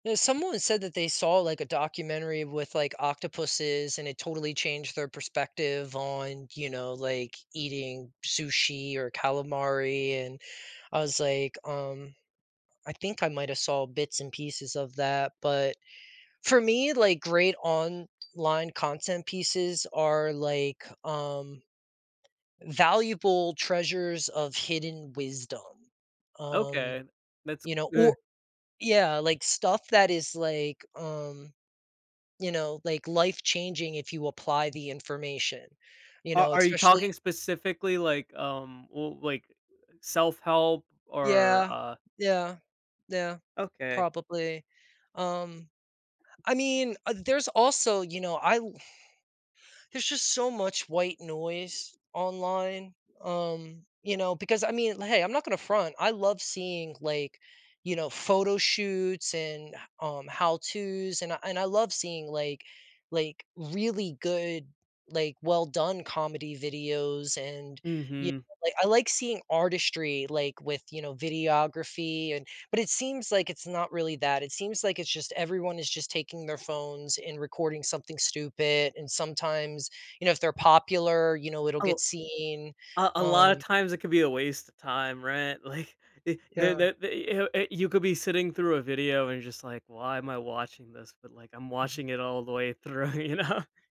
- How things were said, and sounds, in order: tapping; other noise; laughing while speaking: "you know?"
- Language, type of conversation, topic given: English, unstructured, How can creators make online content that truly connects with people?